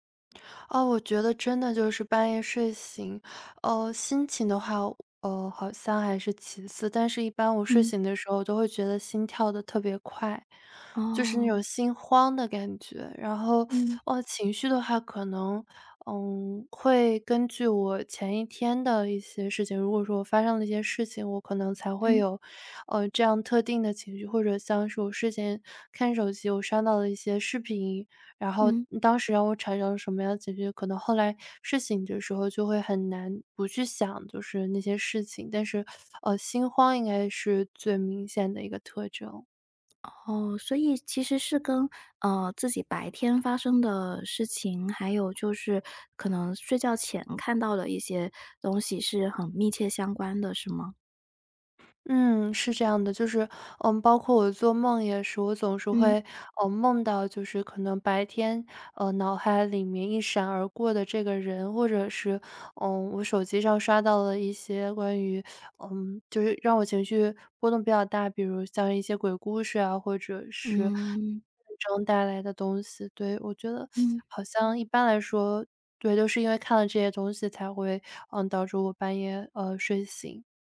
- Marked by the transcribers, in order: tapping; teeth sucking; unintelligible speech; teeth sucking
- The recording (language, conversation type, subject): Chinese, advice, 你经常半夜醒来后很难再睡着吗？